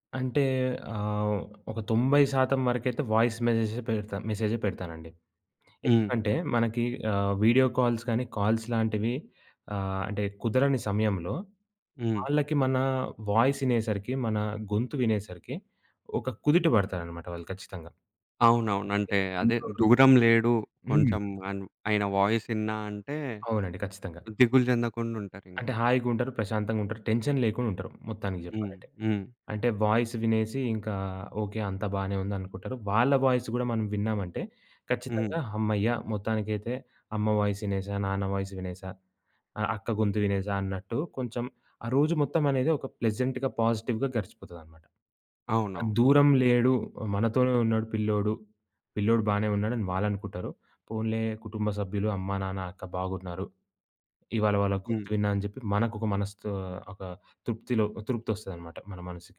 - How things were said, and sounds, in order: in English: "వాయిస్ మెసేజెస్"; in English: "వీడియో కాల్స్"; in English: "కాల్స్"; in English: "వాయిస్"; unintelligible speech; in English: "వాయిస్"; in English: "టెన్షన్"; in English: "వాయిస్"; in English: "వాయిస్"; in English: "వాయిస్"; in English: "వాయిస్"; in English: "ప్లెజెంట్‌గా, పాజిటివ్‌గా"
- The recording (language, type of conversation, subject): Telugu, podcast, టెక్స్ట్ vs వాయిస్ — ఎప్పుడు ఏదాన్ని ఎంచుకుంటారు?